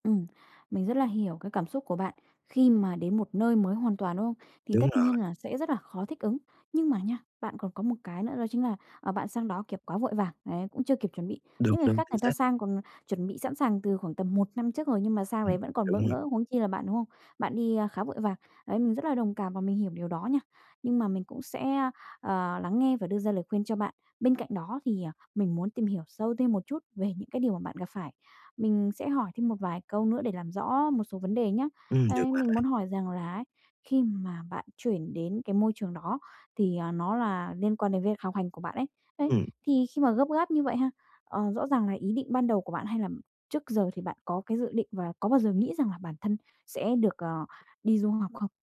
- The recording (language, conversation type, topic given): Vietnamese, advice, Làm thế nào để tôi thích nghi nhanh chóng ở nơi mới?
- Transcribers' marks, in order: other background noise; tapping